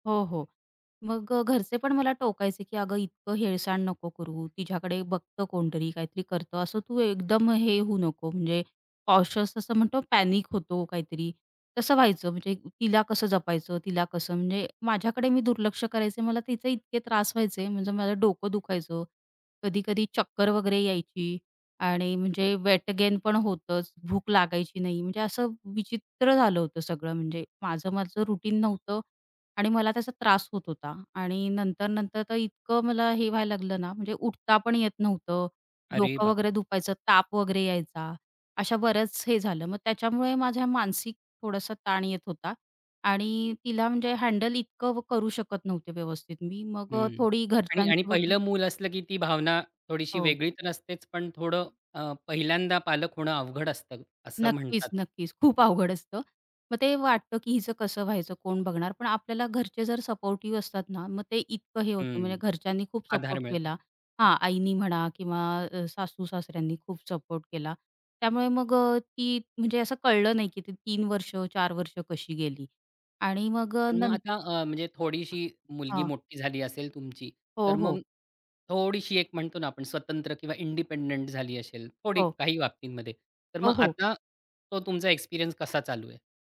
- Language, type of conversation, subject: Marathi, podcast, वयाच्या वेगवेगळ्या टप्प्यांमध्ये पालकत्व कसे बदलते?
- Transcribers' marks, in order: tapping; in English: "कॉशस"; other noise; in English: "रूटीन"; other background noise; in English: "इंडिपेंडंट"